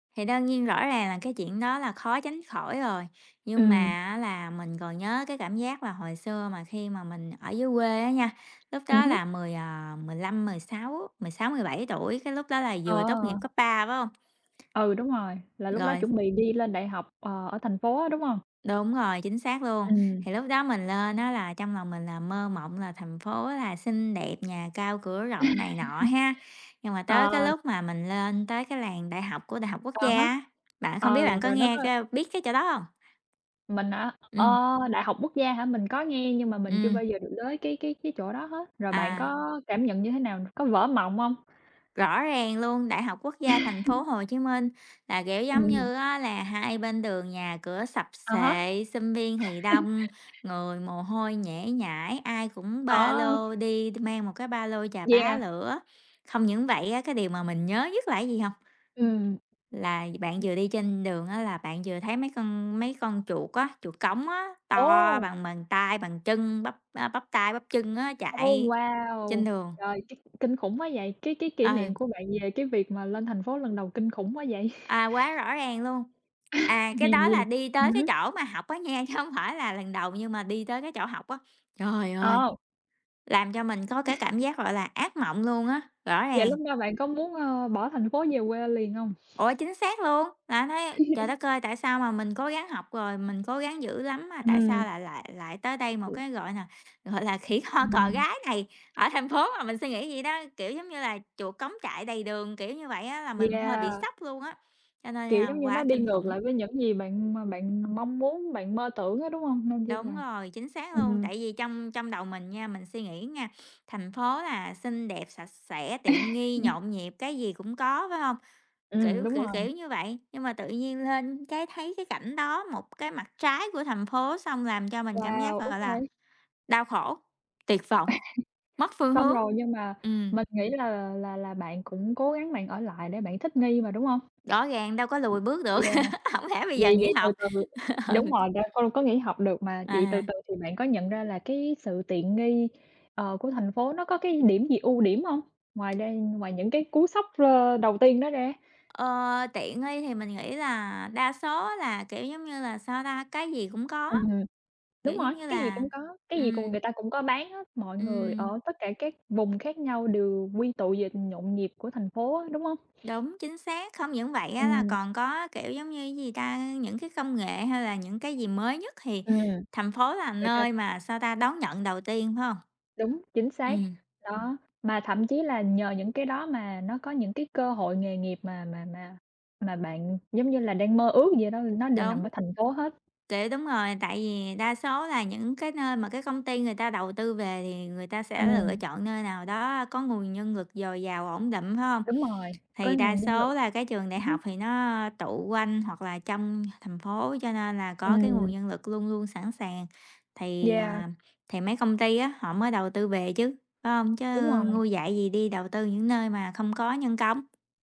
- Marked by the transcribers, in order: other background noise; tapping; chuckle; laugh; laugh; laugh; laughing while speaking: "chứ"; laugh; laugh; other noise; laughing while speaking: "gọi là"; laugh; laugh; laugh; laughing while speaking: "hổng lẽ"; laughing while speaking: "ừ"
- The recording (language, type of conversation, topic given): Vietnamese, unstructured, Bạn thích sống ở thành phố lớn hay ở thị trấn nhỏ hơn?